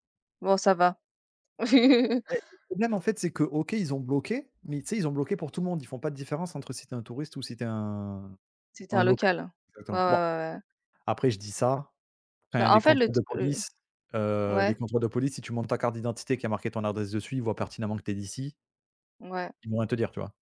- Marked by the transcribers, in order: laugh
- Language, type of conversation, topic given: French, unstructured, Penses-tu que le tourisme détruit l’environnement local ?